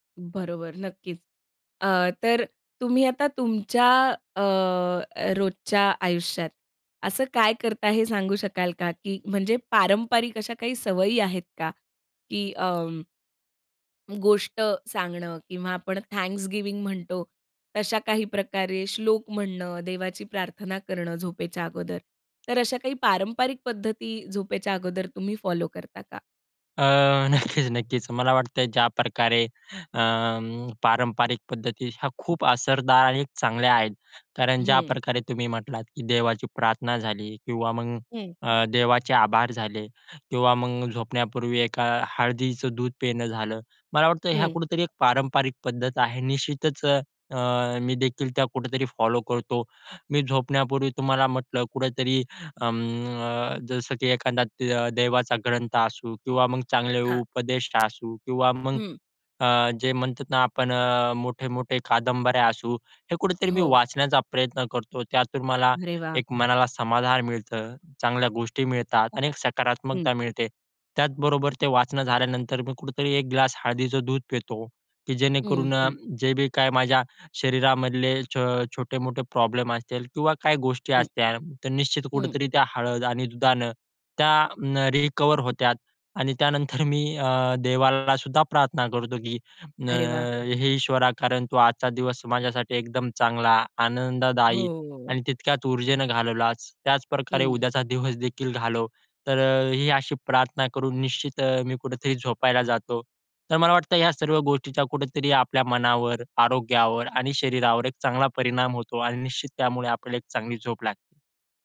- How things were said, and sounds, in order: other background noise; in English: "थँक्सगिव्हिंग"; tapping; laughing while speaking: "नक्कीच, नक्कीच"; laughing while speaking: "त्यानंतर"; drawn out: "हो"; laughing while speaking: "दिवस"
- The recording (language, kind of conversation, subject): Marathi, podcast, झोपेपूर्वी शांत होण्यासाठी तुम्ही काय करता?